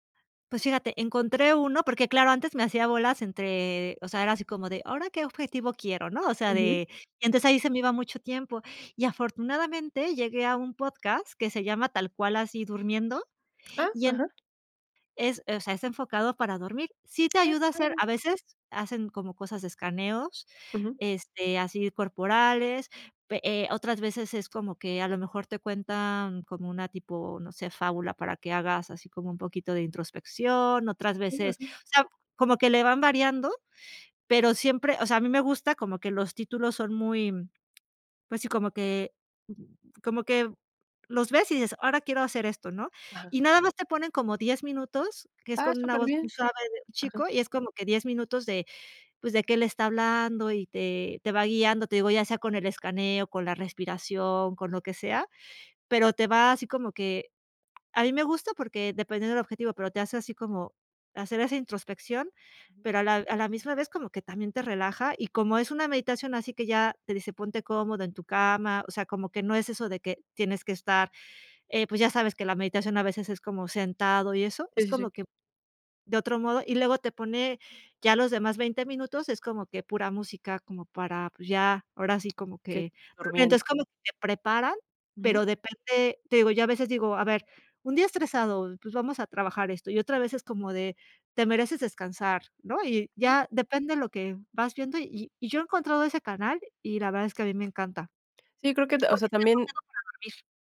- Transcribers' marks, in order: unintelligible speech; other background noise
- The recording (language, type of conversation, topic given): Spanish, podcast, ¿Qué te ayuda a dormir mejor cuando la cabeza no para?